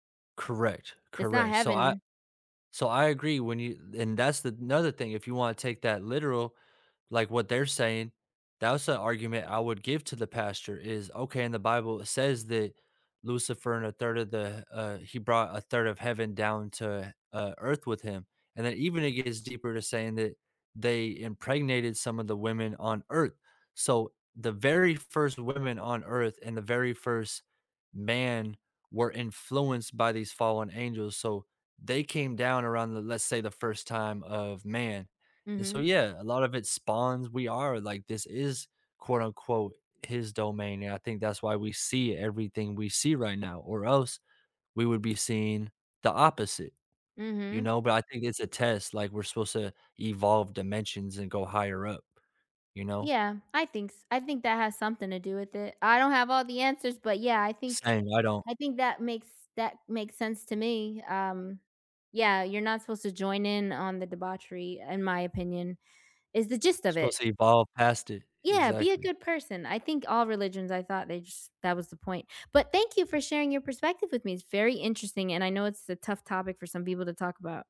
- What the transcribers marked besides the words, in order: none
- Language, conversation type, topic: English, unstructured, Is religion a cause of more harm or good in society?
- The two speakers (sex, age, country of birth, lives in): female, 40-44, United States, United States; male, 30-34, United States, United States